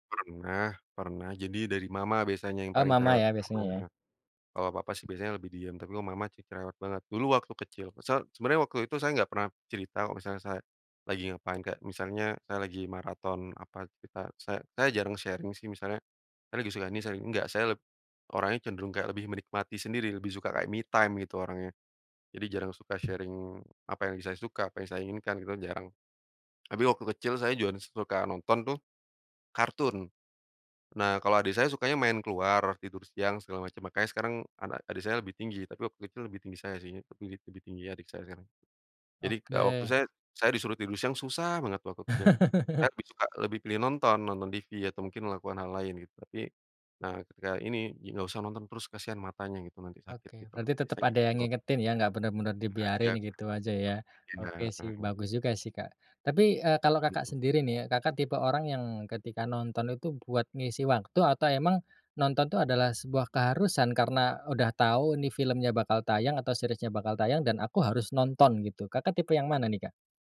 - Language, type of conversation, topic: Indonesian, podcast, Kapan kebiasaan menonton berlebihan mulai terasa sebagai masalah?
- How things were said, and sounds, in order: in English: "sharing"; in English: "sharing"; in English: "me time"; tapping; in English: "sharing"; "juga" said as "juan"; chuckle